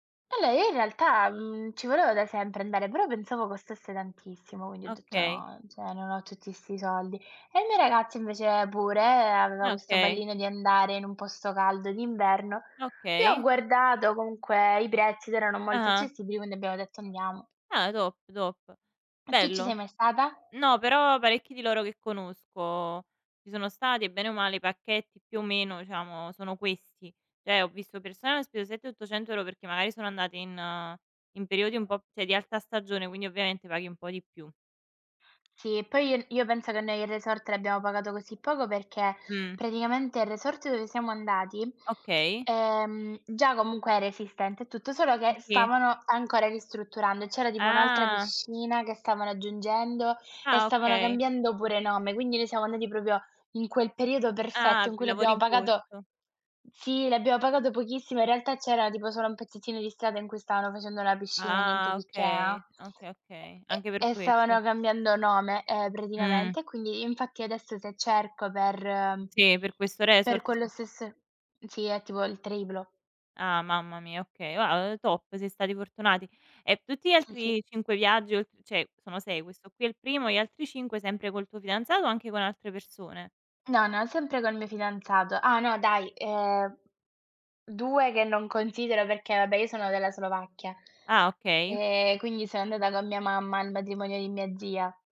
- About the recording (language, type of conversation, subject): Italian, unstructured, Quanto sei disposto a scendere a compromessi durante una vacanza?
- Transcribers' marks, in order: "cioè" said as "ceh"; other background noise; tapping; in English: "top, top"; "Cioè" said as "ceh"; "cioè" said as "ceh"; dog barking; tongue click; drawn out: "Ah!"; tsk; in English: "top"; "cioè" said as "ceh"